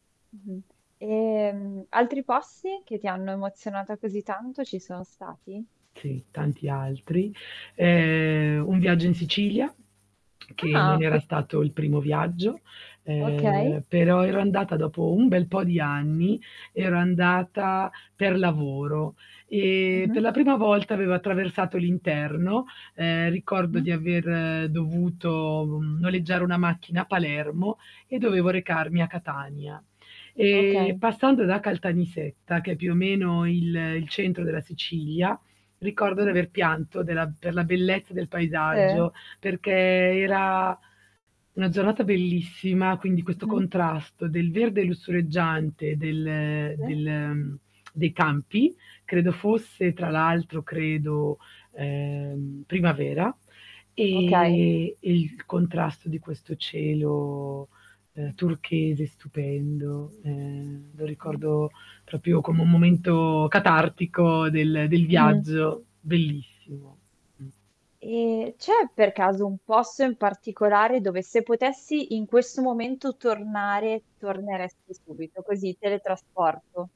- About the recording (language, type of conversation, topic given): Italian, podcast, Puoi raccontarmi di un incontro con la natura che ti ha tolto il fiato?
- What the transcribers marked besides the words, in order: tapping; other background noise; static; drawn out: "Ehm"; distorted speech; drawn out: "E"; "proprio" said as "propio"